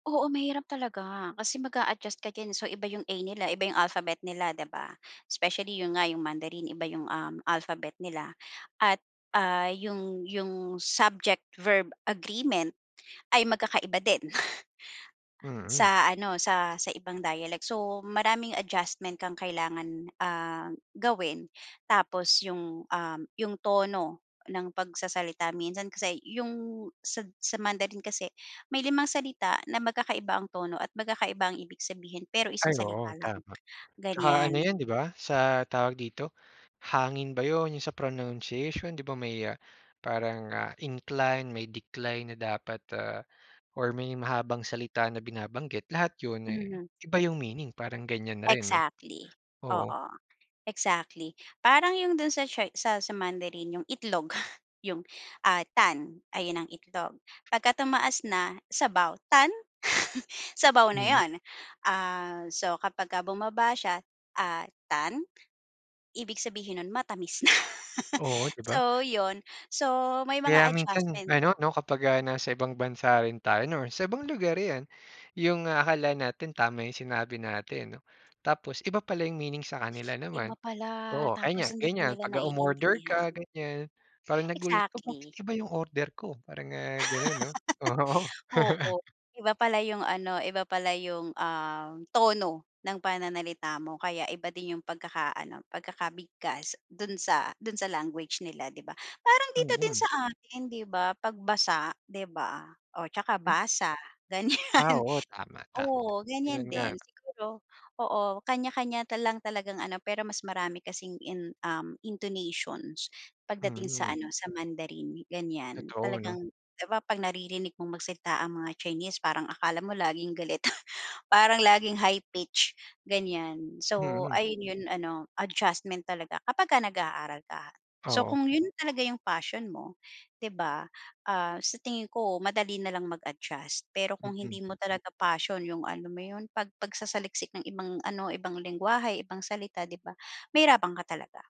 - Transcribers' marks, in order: chuckle; tapping; chuckle; in Chinese: "蛋"; in Chinese: "弹"; "汤" said as "弹"; chuckle; in Chinese: "弹"; "糖" said as "弹"; laughing while speaking: "na"; "or" said as "nor"; other background noise; laugh; laughing while speaking: "Oo"; chuckle; laughing while speaking: "ganiyan"; in English: "intonations"; snort
- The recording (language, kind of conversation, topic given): Filipino, podcast, Anong wika o diyalekto ang ginagamit sa bahay noong bata ka pa?